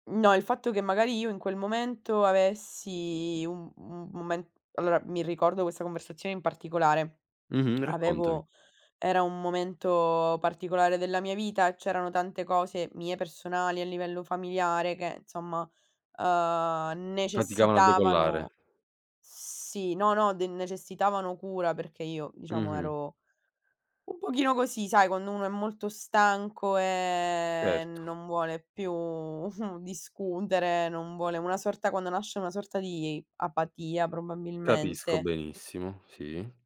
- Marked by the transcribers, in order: "insomma" said as "nsomma"; drawn out: "uhm"; drawn out: "e"; chuckle
- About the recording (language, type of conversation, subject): Italian, podcast, Come mostri empatia durante una conversazione difficile?